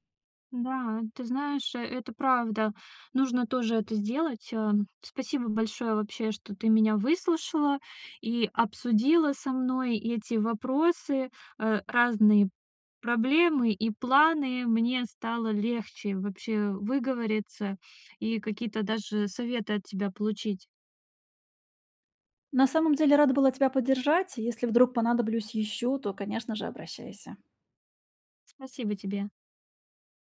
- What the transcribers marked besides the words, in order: none
- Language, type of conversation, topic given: Russian, advice, Как принимать решения, когда всё кажется неопределённым и страшным?